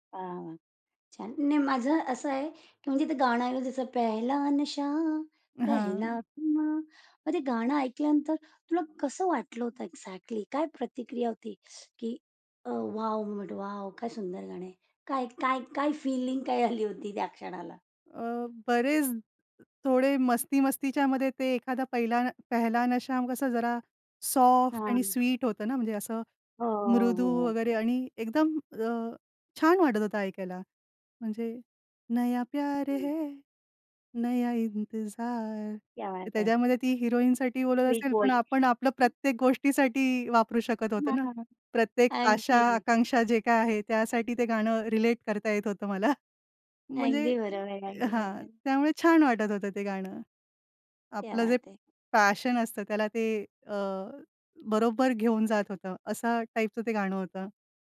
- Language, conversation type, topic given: Marathi, podcast, मित्रांमुळे तुम्हाला कधी नवीन संगीताची ओळख झाली आहे का?
- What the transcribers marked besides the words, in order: singing: "पेहेला नशा, पेहेला खुमार"; in English: "एक्झाक्टली?"; surprised: "वॉव! बट वॉव! काय सुंदर गाणं आहे"; drawn out: "हां"; in Hindi: "नया प्यारे है, नया इंतजार"; singing: "नया प्यारे है, नया इंतजार"; other background noise; in Hindi: "क्या बात है!"; in English: "स्वीट व्हॉईस"; laughing while speaking: "हां, हां, हां. अगदी"; laughing while speaking: "अगदी बरोबर, अगदी बरोबर"; laughing while speaking: "मला"; in Hindi: "क्या बात है!"; in English: "पॅशन"